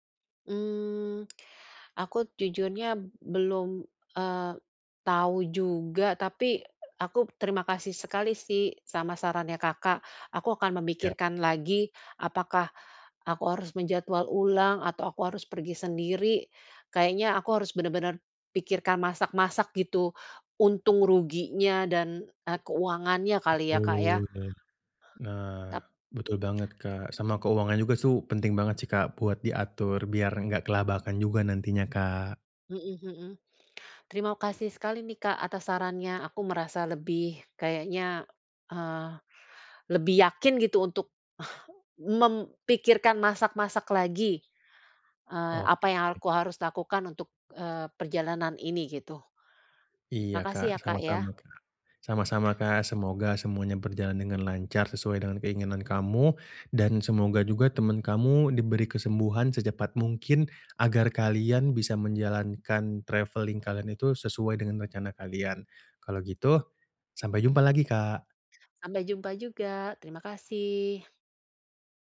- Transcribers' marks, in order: other background noise; tapping; in English: "travelling"
- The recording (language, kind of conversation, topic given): Indonesian, advice, Bagaimana saya menyesuaikan rencana perjalanan saat terjadi hal-hal tak terduga?